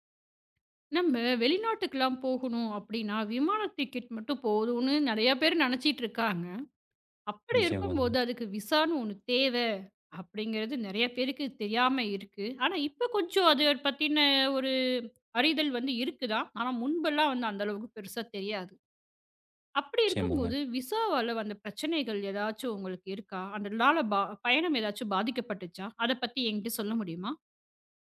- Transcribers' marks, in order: in English: "டிக்கெட்"; in English: "விசான்னு"; in English: "விசாவால"
- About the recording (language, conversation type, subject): Tamil, podcast, விசா பிரச்சனை காரணமாக உங்கள் பயணம் பாதிக்கப்பட்டதா?